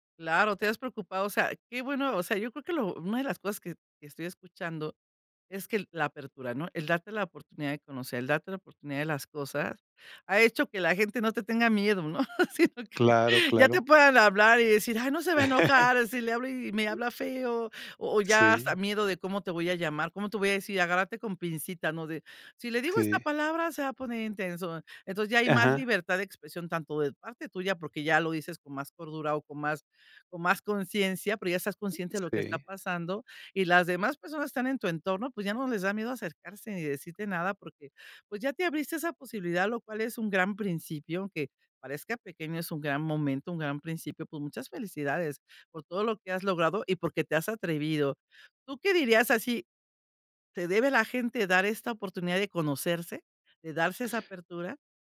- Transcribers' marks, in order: laugh; laugh; other background noise
- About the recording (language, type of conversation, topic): Spanish, podcast, ¿Cómo decides qué hábito merece tu tiempo y esfuerzo?
- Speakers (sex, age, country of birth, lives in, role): female, 55-59, Mexico, Mexico, host; male, 60-64, Mexico, Mexico, guest